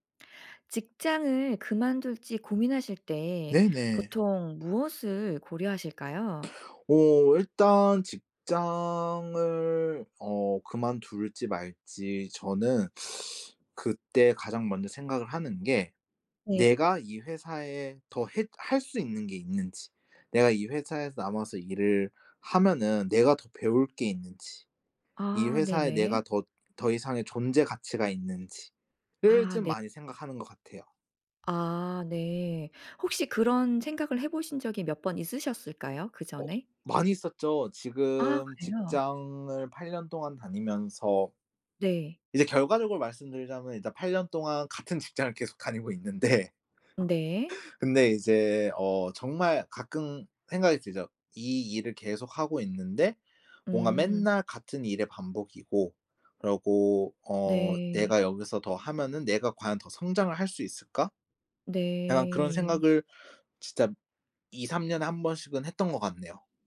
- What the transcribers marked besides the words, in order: teeth sucking; other background noise; tapping; laugh
- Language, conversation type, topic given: Korean, podcast, 직장을 그만둘지 고민할 때 보통 무엇을 가장 먼저 고려하나요?